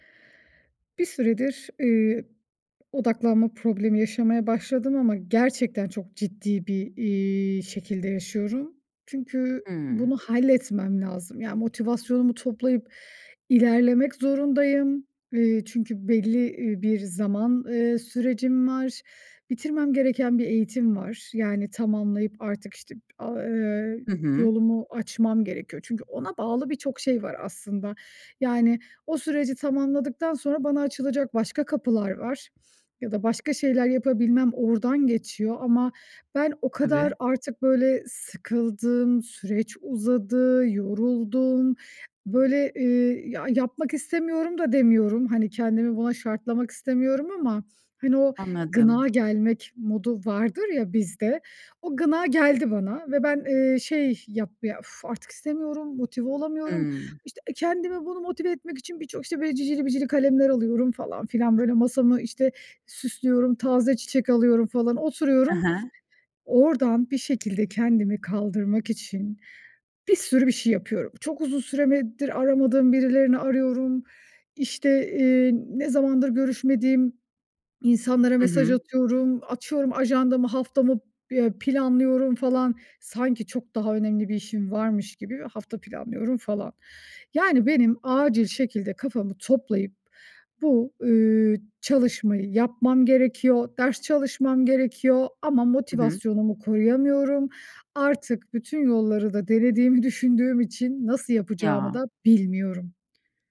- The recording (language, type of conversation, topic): Turkish, advice, Zor ve karmaşık işler yaparken motivasyonumu nasıl sürdürebilirim?
- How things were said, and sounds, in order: other background noise; tapping